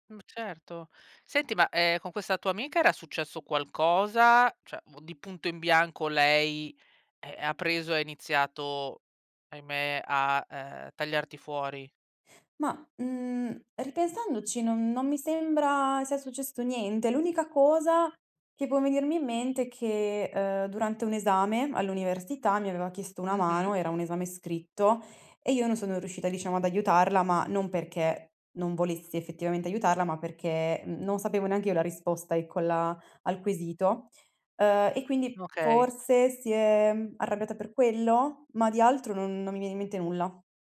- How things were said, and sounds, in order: none
- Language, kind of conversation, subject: Italian, advice, Come ti senti quando ti senti escluso durante gli incontri di gruppo?